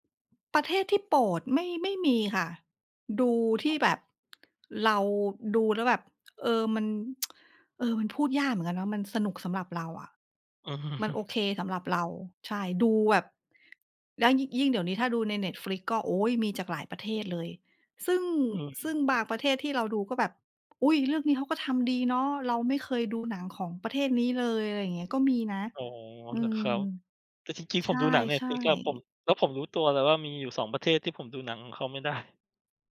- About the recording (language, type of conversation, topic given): Thai, unstructured, ภาพยนตร์เรื่องโปรดของคุณสอนอะไรคุณบ้าง?
- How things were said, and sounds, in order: other noise; tsk; laughing while speaking: "อือ"; chuckle